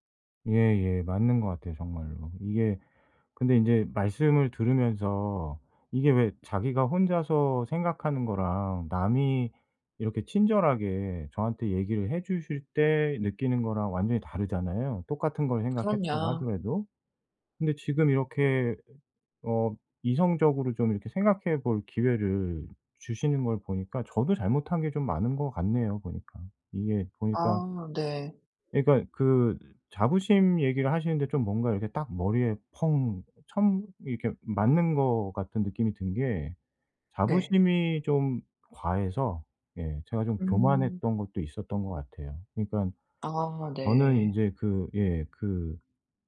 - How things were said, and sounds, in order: other background noise
- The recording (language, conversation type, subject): Korean, advice, 왜 저는 작은 일에도 감정적으로 크게 반응하는 걸까요?